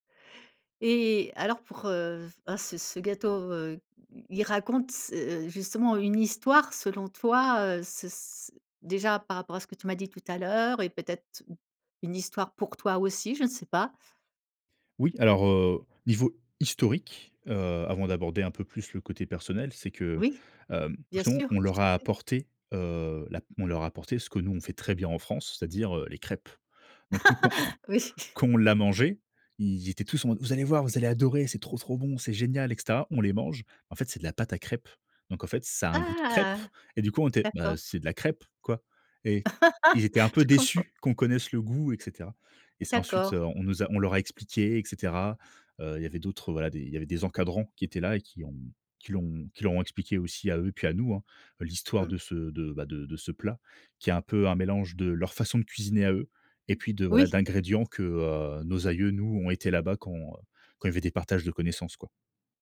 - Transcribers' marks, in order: laugh; laughing while speaking: "Oui"; drawn out: "Ah !"; laugh; stressed: "déçus"
- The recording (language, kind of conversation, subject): French, podcast, Quel plat découvert en voyage raconte une histoire selon toi ?